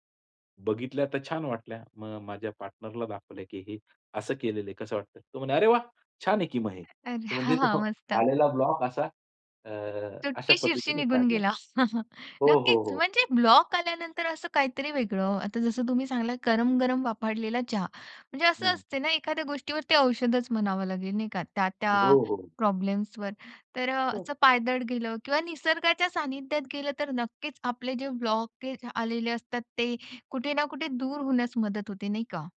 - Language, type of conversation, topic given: Marathi, podcast, जर सर्जनशीलतेचा अडथळा आला, तर तुम्ही काय कराल?
- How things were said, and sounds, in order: other background noise; laughing while speaking: "अरे! हां. मस्त"; chuckle; "चुटकीसरशी" said as "चुटकीशिरशी"; chuckle